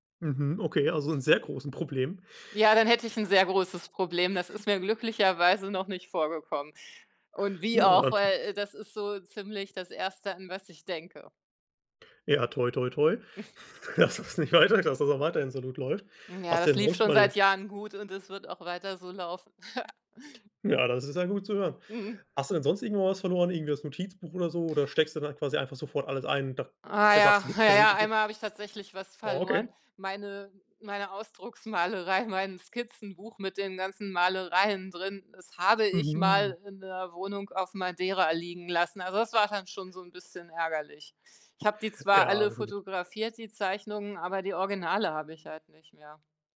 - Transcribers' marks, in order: other background noise; chuckle; laughing while speaking: "dass das nicht weiter"; snort; chuckle
- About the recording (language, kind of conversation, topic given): German, podcast, Wie gehst du mit kreativen Blockaden um?